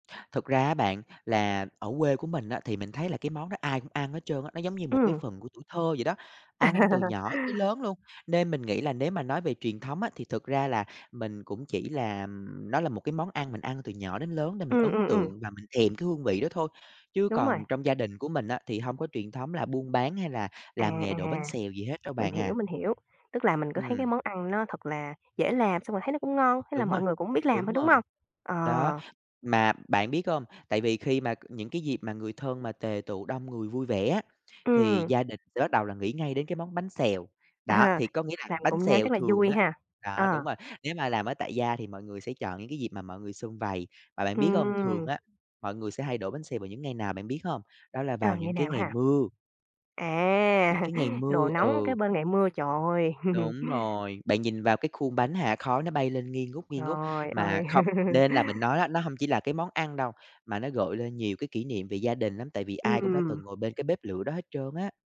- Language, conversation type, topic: Vietnamese, podcast, Món ăn quê hương nào khiến bạn xúc động nhất?
- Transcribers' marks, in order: other background noise; tapping; laugh; laughing while speaking: "À"; chuckle; chuckle; laugh